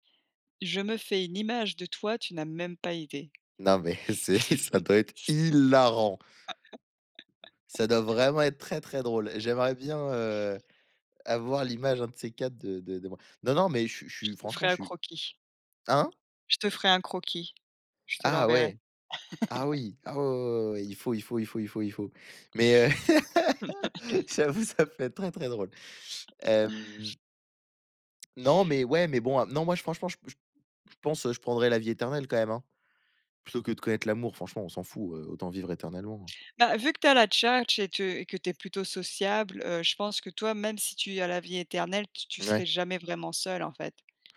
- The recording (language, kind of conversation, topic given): French, unstructured, Seriez-vous prêt à vivre éternellement sans jamais connaître l’amour ?
- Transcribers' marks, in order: laughing while speaking: "c'est"; tapping; chuckle; stressed: "hilarant"; laugh; other noise; laugh; laugh; laughing while speaking: "j'avoue, ça"; other background noise; chuckle